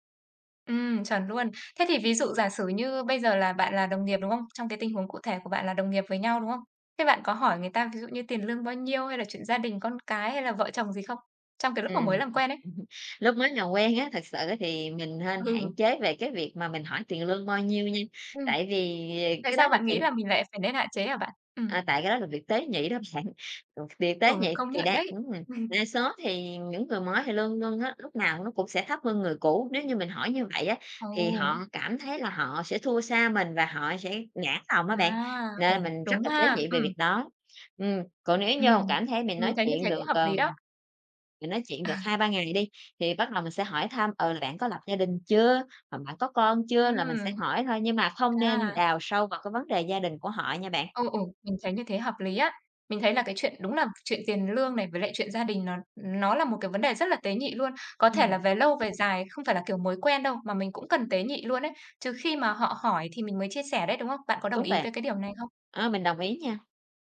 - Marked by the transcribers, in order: chuckle; laughing while speaking: "Ừ"; tapping; laughing while speaking: "bạn"; other background noise
- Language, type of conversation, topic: Vietnamese, podcast, Bạn bắt chuyện với người mới quen như thế nào?